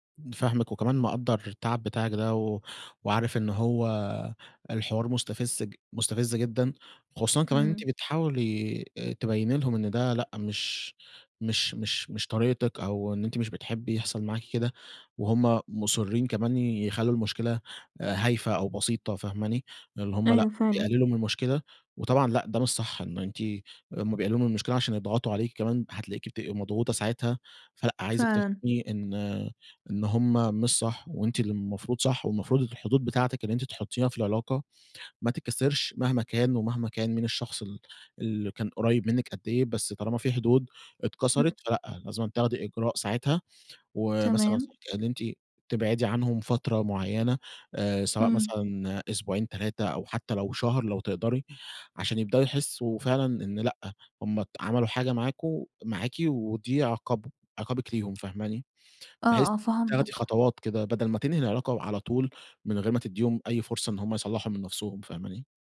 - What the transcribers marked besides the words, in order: "مستفز-" said as "مستفس"; tapping; unintelligible speech
- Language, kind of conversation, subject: Arabic, advice, ليه بتلاقيني بتورّط في علاقات مؤذية كتير رغم إني عايز أبطل؟